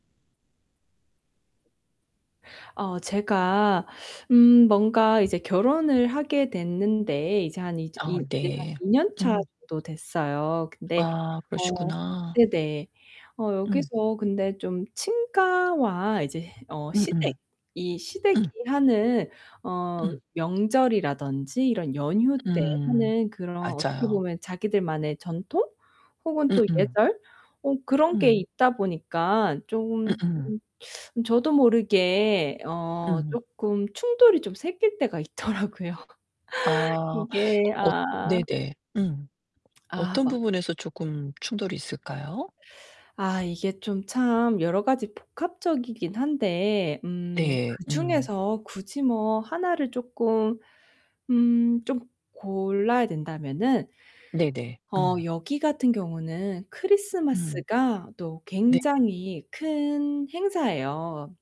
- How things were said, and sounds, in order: other background noise; static; tapping; distorted speech; laughing while speaking: "있더라고요"
- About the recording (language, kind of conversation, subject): Korean, advice, 결혼생활에서 친가와 시가의 전통이나 예절이 충돌할 때 어떻게 해결하시는 편인가요?